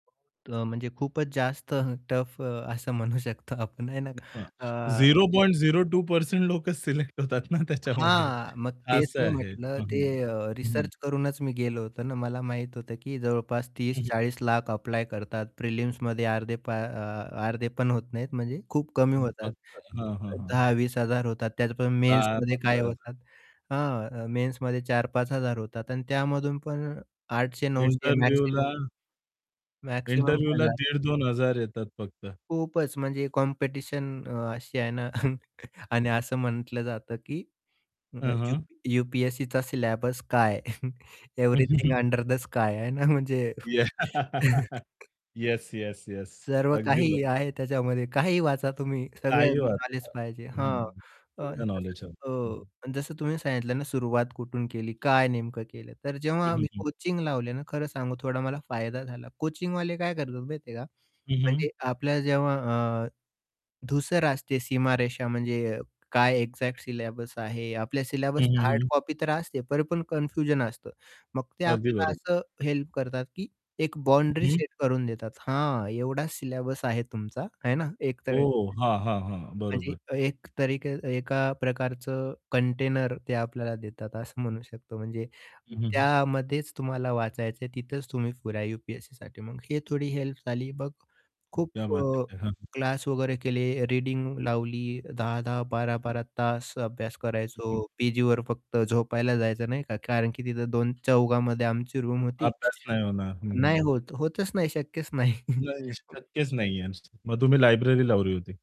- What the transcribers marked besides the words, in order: static; other background noise; unintelligible speech; laughing while speaking: "सिलेक्ट होतात ना त्याच्यामध्ये"; tapping; in English: "प्रिलिम्समध्ये"; unintelligible speech; in English: "इंटरव्ह्यूला"; in English: "इंटरव्ह्यूला"; chuckle; other noise; in English: "सिलॅबस"; chuckle; in English: "एव्हरीथिंग अंडर द स्काय"; chuckle; laughing while speaking: "याह"; distorted speech; in English: "एक्झॅक्ट सिलेबस"; in English: "सिलेबस हार्ड कॉपी"; in English: "सिलॅबस"; in Hindi: "क्या बात है!"; in English: "रूम"; chuckle; unintelligible speech
- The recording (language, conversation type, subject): Marathi, podcast, पुन्हा सुरुवात करण्याची वेळ तुमच्यासाठी कधी आली?